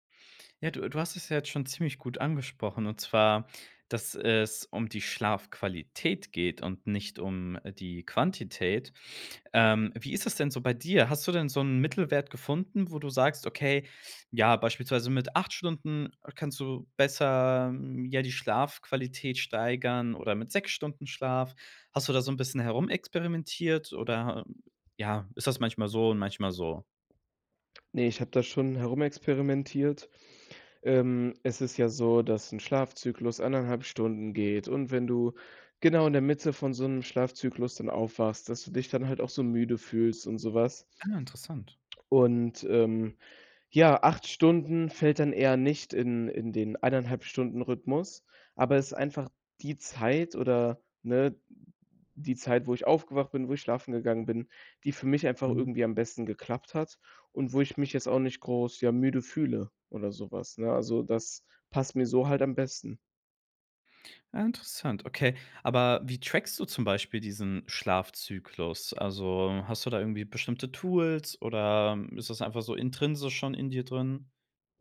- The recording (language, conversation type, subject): German, podcast, Welche Rolle spielt Schlaf für dein Wohlbefinden?
- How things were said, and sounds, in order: other background noise